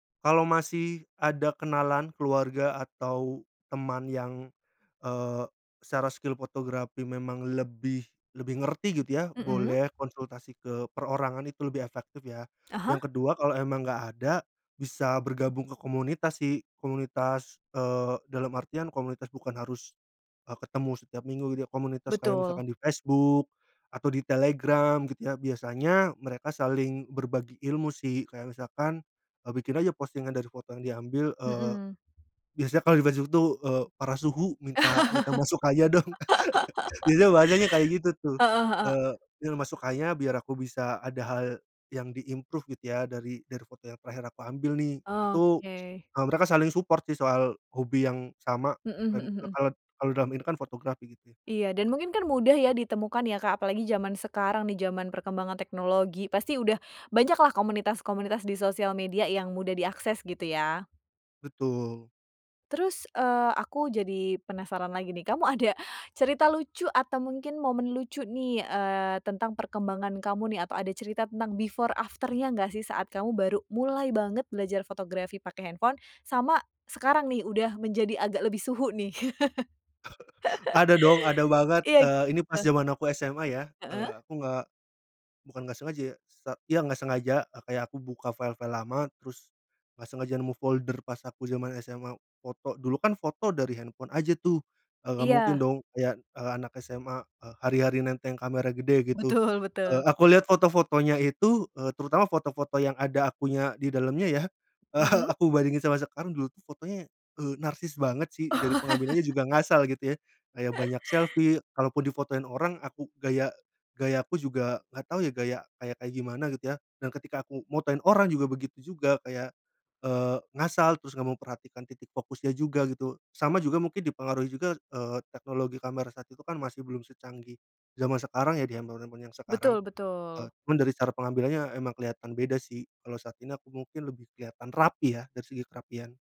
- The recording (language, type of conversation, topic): Indonesian, podcast, Bagaimana Anda mulai belajar fotografi dengan ponsel pintar?
- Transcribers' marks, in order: in English: "skill"; other background noise; laugh; laughing while speaking: "dong"; laugh; tapping; in English: "di-improve"; in English: "support"; in English: "before after-nya"; chuckle; laugh; laughing while speaking: "Betul"; chuckle; laugh; in English: "selfie"